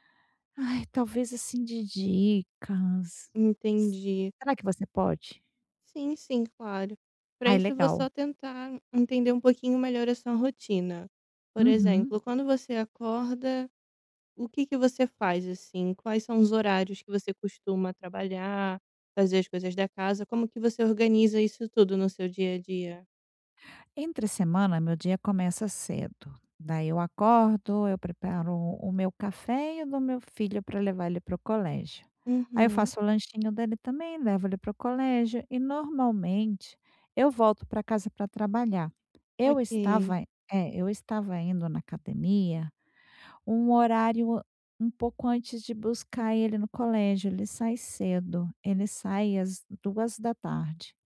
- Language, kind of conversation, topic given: Portuguese, advice, Como criar rotinas que reduzam recaídas?
- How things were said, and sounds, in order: tapping